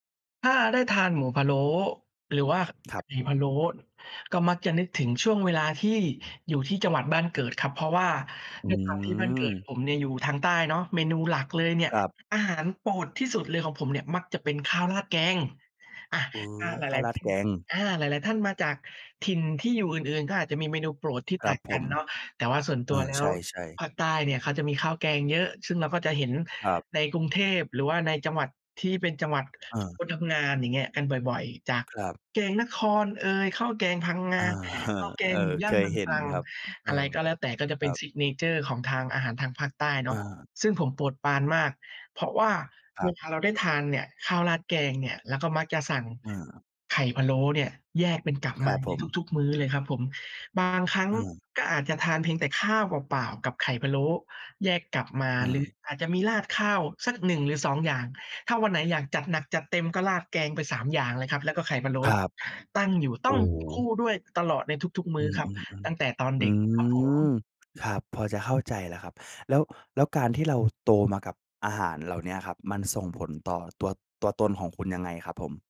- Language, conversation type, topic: Thai, podcast, อาหารที่คุณเติบโตมากับมันมีความหมายต่อคุณอย่างไร?
- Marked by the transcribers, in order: other background noise; other noise; laughing while speaking: "เออ"; in English: "ซิกเนเชอร์"